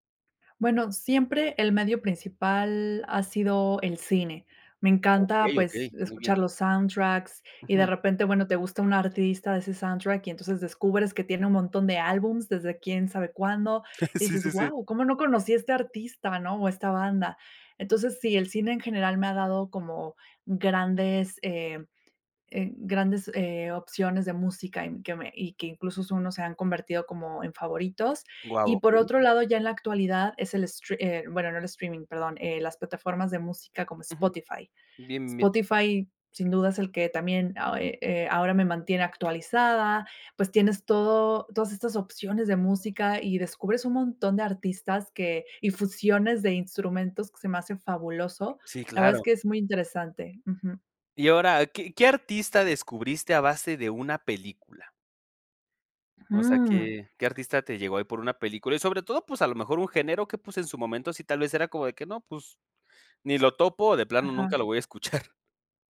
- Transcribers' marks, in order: chuckle; tapping; laughing while speaking: "escuchar"
- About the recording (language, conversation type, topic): Spanish, podcast, ¿Qué te llevó a explorar géneros que antes rechazabas?